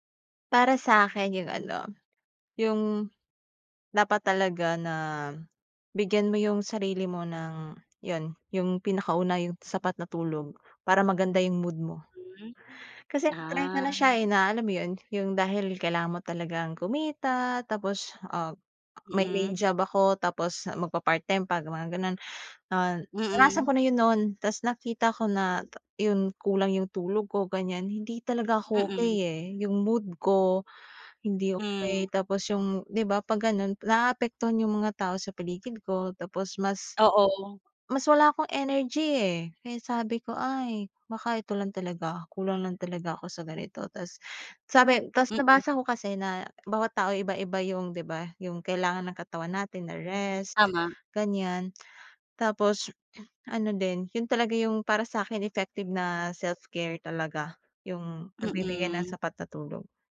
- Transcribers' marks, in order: tapping; other background noise
- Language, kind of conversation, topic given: Filipino, podcast, May ginagawa ka ba para alagaan ang sarili mo?